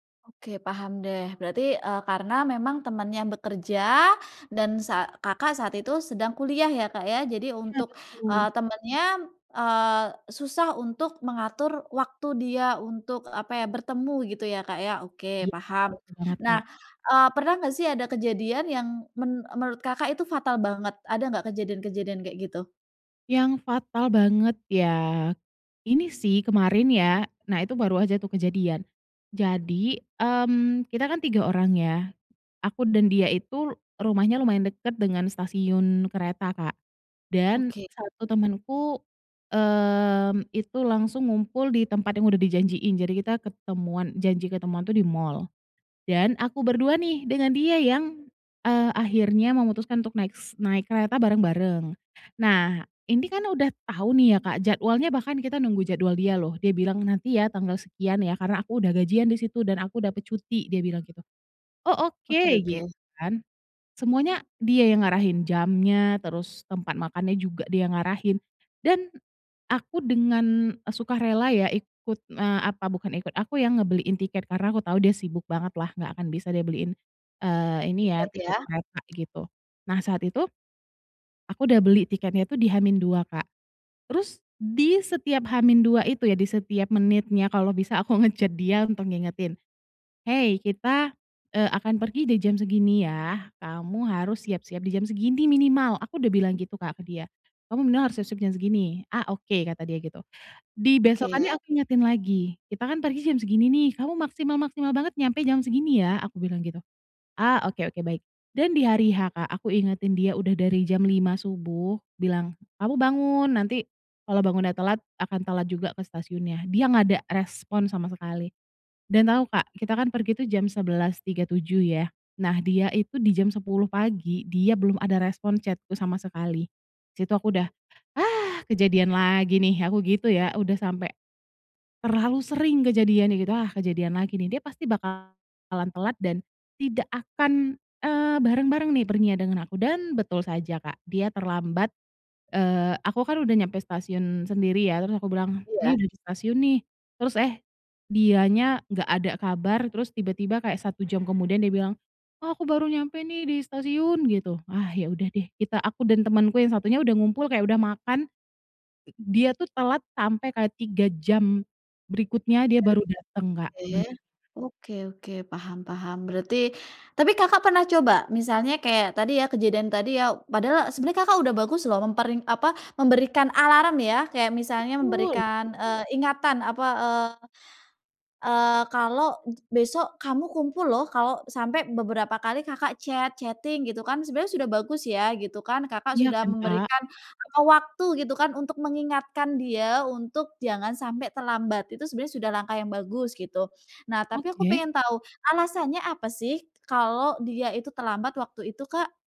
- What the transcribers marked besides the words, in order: other background noise; in English: "chat-ku"; unintelligible speech; in English: "chat, chatting"
- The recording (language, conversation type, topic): Indonesian, advice, Bagaimana cara menyelesaikan konflik dengan teman yang sering terlambat atau tidak menepati janji?